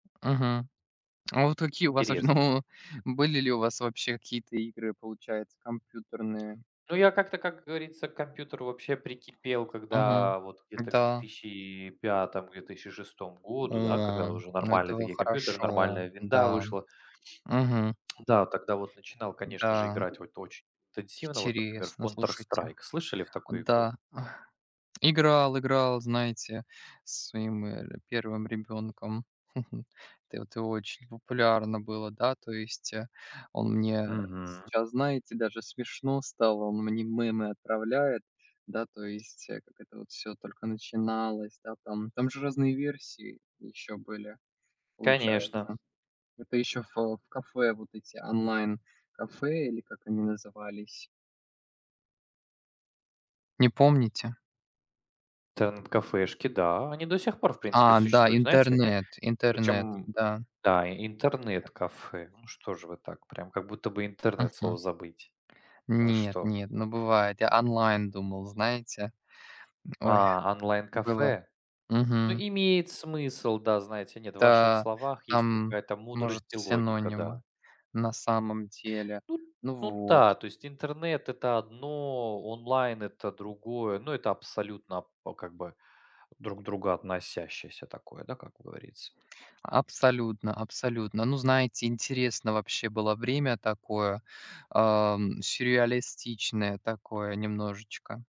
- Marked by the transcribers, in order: laughing while speaking: "ну"; other background noise; tapping; chuckle; chuckle; "Интернет-" said as "тернет"
- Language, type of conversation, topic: Russian, unstructured, Что для вас важнее в игре: глубокая проработка персонажей или увлекательный игровой процесс?